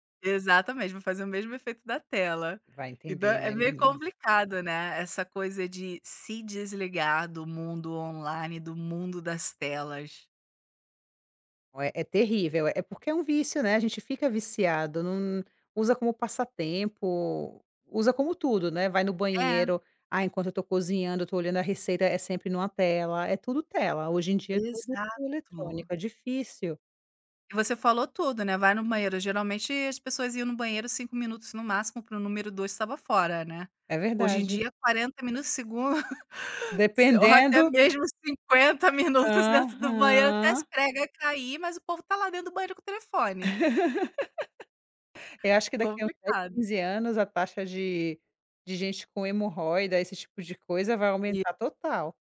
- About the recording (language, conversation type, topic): Portuguese, advice, Como posso lidar com a dificuldade de desligar as telas antes de dormir?
- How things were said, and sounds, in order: tapping; other background noise; chuckle; laughing while speaking: "cinquenta minutos"; drawn out: "Aham"; laugh